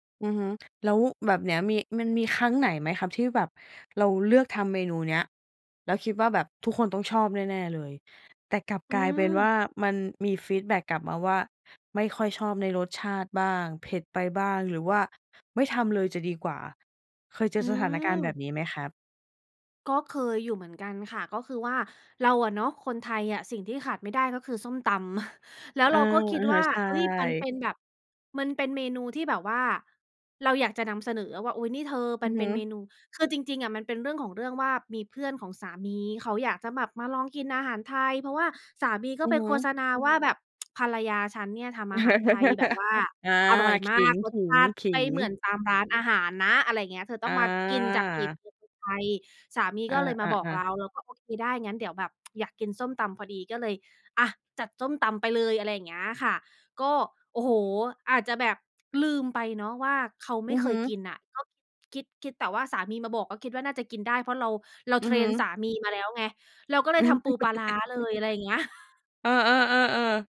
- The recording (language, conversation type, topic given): Thai, podcast, จะมีวิธีเลือกรสชาติให้ถูกปากคนอื่นได้อย่างไร?
- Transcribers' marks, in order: chuckle; other background noise; tsk; laugh; "ไม่" said as "ไป้"; tsk; laugh; chuckle